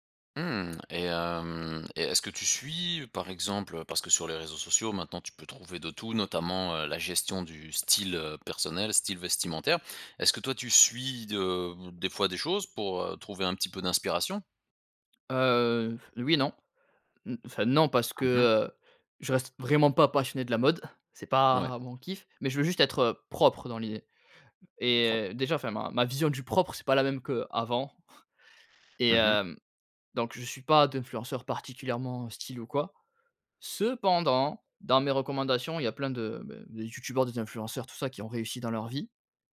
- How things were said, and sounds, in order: blowing; chuckle; chuckle
- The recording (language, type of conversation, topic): French, podcast, Quel rôle la confiance joue-t-elle dans ton style personnel ?